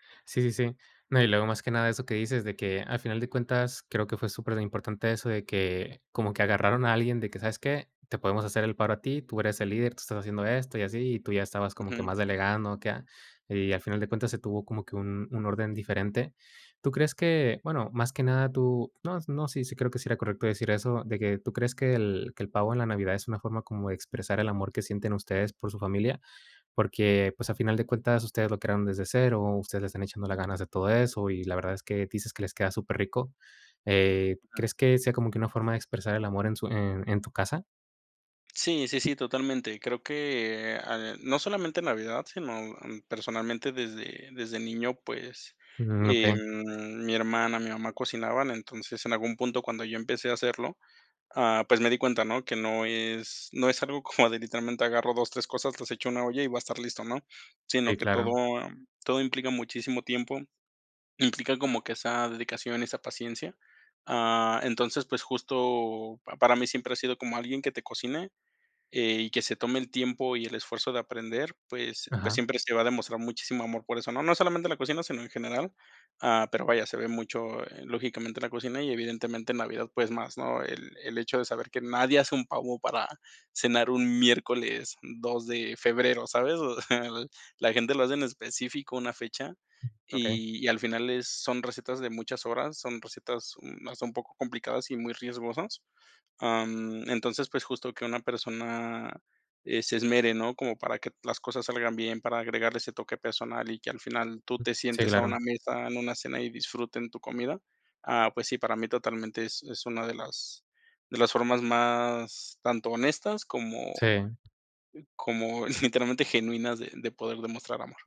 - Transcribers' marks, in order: giggle; giggle; other background noise; giggle
- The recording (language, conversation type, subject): Spanish, podcast, ¿Qué comida festiva recuerdas siempre con cariño y por qué?